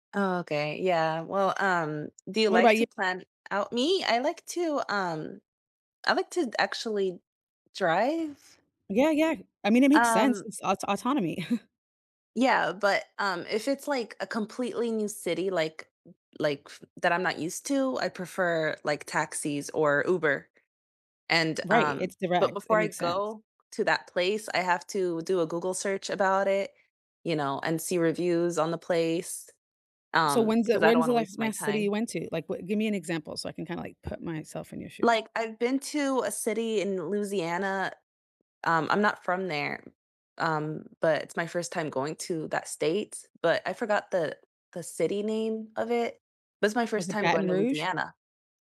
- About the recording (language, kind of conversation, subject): English, unstructured, What’s your favorite way to explore a new city?
- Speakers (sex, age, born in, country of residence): female, 30-34, United States, United States; female, 40-44, United States, United States
- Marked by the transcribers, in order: other background noise; chuckle